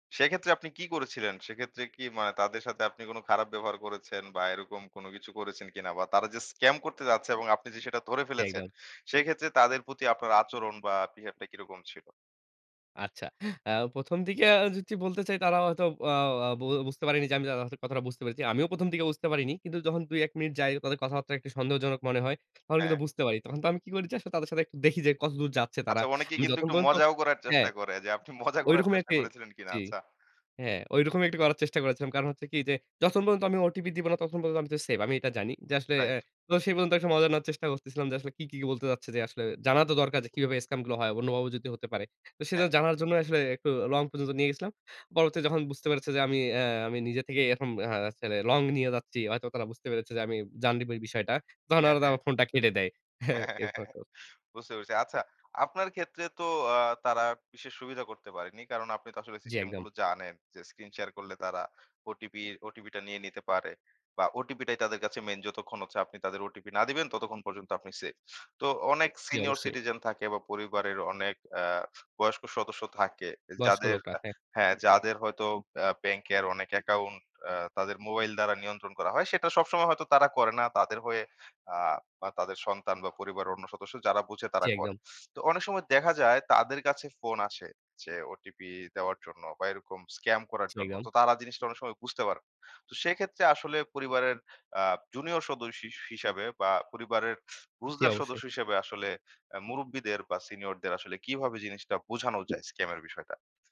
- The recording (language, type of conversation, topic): Bengali, podcast, কোনো অনলাইন প্রতারণার মুখে পড়লে প্রথমে কী করবেন—কী পরামর্শ দেবেন?
- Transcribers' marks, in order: laughing while speaking: "মজা"; scoff; giggle; other background noise